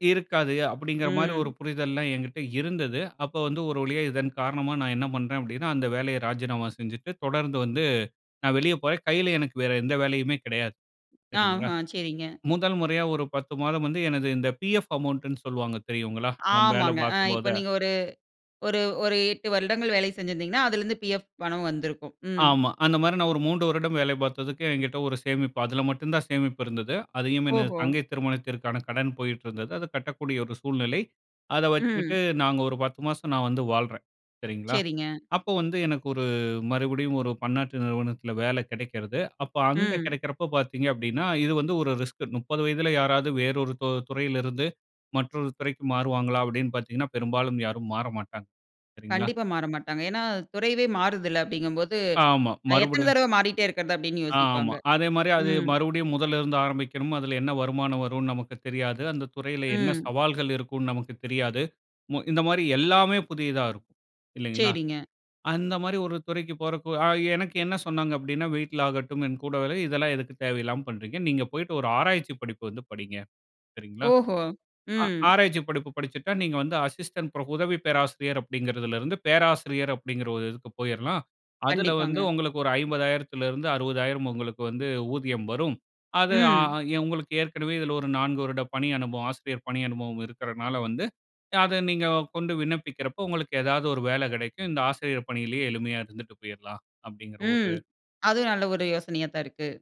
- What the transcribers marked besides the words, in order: other background noise; in English: "பிஎஃப் அமௌண்டுன்னு"; in English: "பிஎஃப்"; horn; "துறையே" said as "துறைவே"; in English: "அசிஸ்டன்ட் ப்ரப்"; lip smack
- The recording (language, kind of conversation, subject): Tamil, podcast, வேலைக்கும் வாழ்க்கைக்கும் ஒரே அர்த்தம்தான் உள்ளது என்று நீங்கள் நினைக்கிறீர்களா?